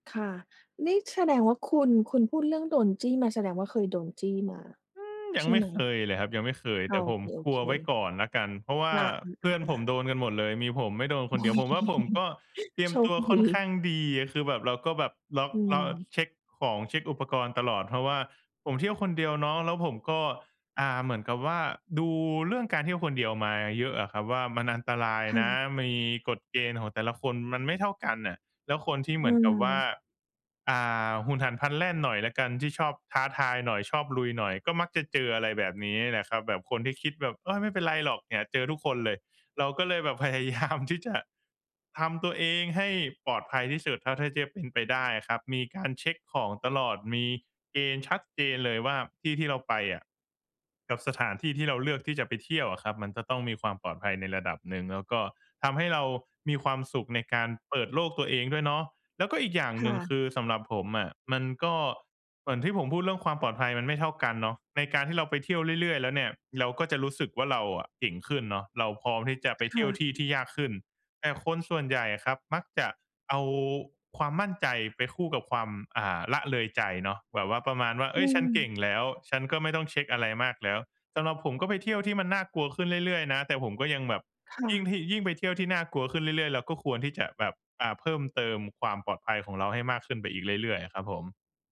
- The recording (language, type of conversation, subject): Thai, podcast, คุณใช้เกณฑ์อะไรบ้างในการเลือกจุดหมายสำหรับเที่ยวคนเดียว?
- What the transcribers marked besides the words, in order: laughing while speaking: "โอ้ ดี"; laughing while speaking: "ยาม"